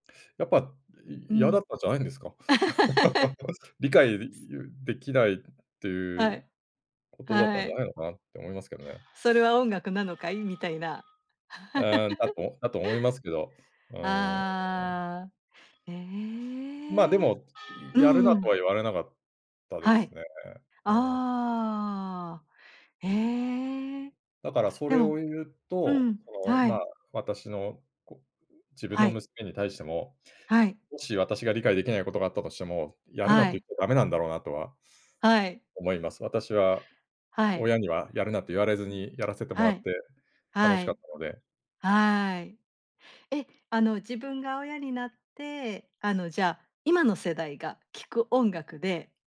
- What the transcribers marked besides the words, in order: laugh; other background noise; laugh; other street noise; other noise
- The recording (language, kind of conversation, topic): Japanese, podcast, 親や家族の音楽の影響を感じることはありますか？